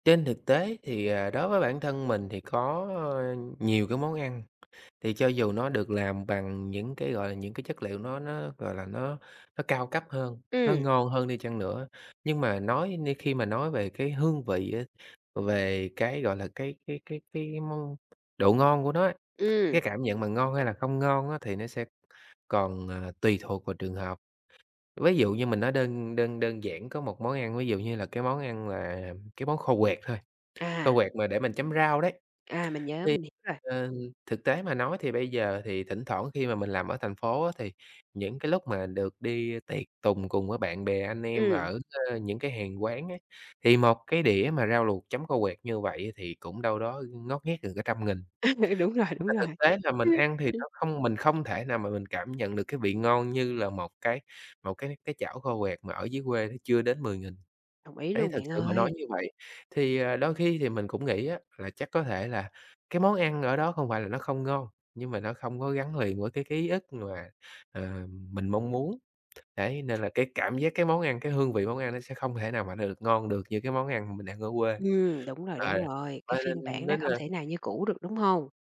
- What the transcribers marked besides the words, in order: tapping; laugh; laughing while speaking: "Đúng rồi, đúng rồi"; laugh
- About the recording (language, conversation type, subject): Vietnamese, podcast, Món ăn quê hương nào gắn liền với ký ức của bạn?